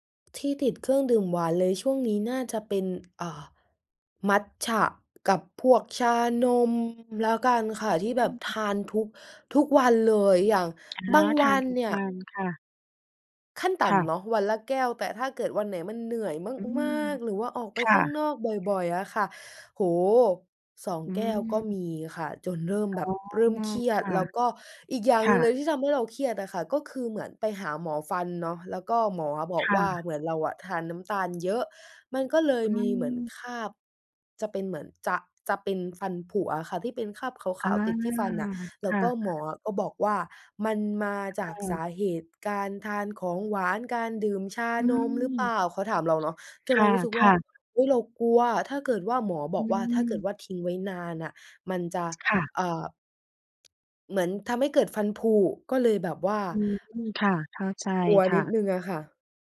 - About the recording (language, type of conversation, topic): Thai, advice, คุณดื่มเครื่องดื่มหวานหรือเครื่องดื่มแอลกอฮอล์บ่อยและอยากลด แต่ทำไมถึงลดได้ยาก?
- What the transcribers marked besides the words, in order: tapping; other background noise